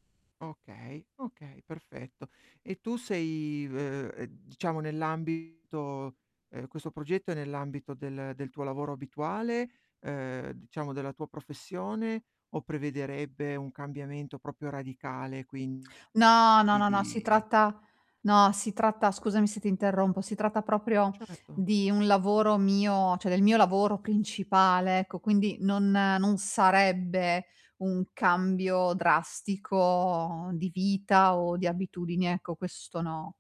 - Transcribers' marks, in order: "diciamo" said as "ciamo"; distorted speech; "proprio" said as "propio"
- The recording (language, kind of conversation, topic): Italian, advice, Come posso trovare la motivazione per riprendere e completare progetti abbandonati?